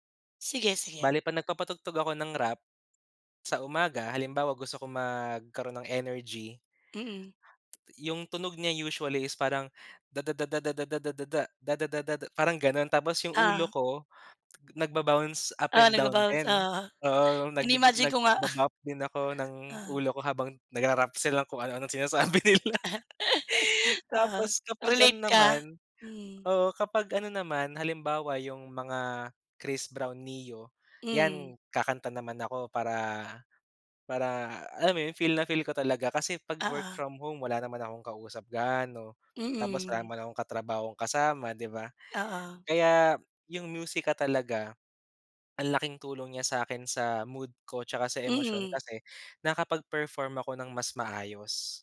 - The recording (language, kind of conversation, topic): Filipino, unstructured, Paano nakaaapekto sa iyo ang musika sa araw-araw?
- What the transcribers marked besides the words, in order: singing: "da da da da da da da da da da da da"; laugh; laughing while speaking: "sinasabi nila"; laugh